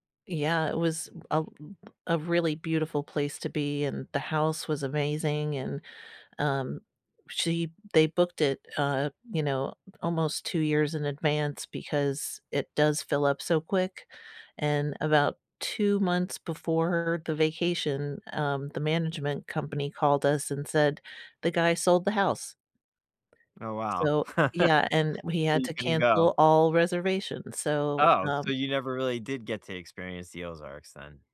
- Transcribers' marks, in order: chuckle
- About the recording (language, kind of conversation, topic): English, unstructured, When a trip went sideways, how did you turn it into a favorite story to share?